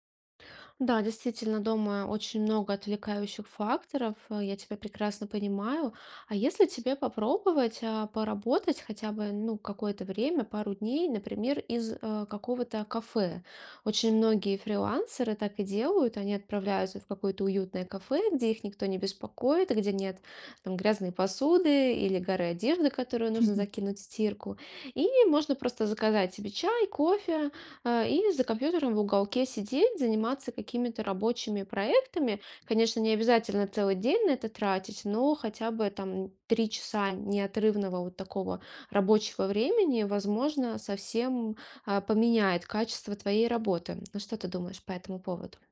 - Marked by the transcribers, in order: other background noise; chuckle
- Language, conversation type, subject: Russian, advice, Как прошёл ваш переход на удалённую работу и как изменился ваш распорядок дня?